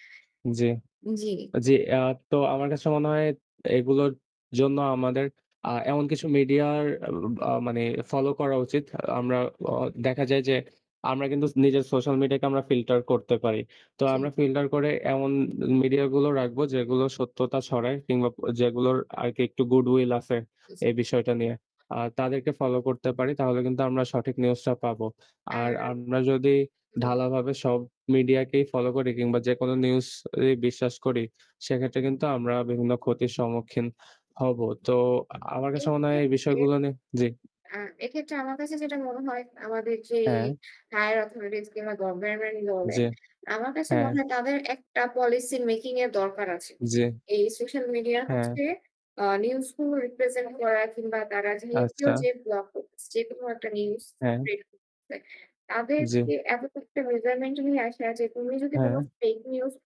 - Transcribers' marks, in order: static; in English: "গুড উইল"; other background noise; tapping
- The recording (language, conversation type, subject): Bengali, unstructured, খবর পাওয়ার উৎস হিসেবে সামাজিক মাধ্যম কতটা বিশ্বাসযোগ্য?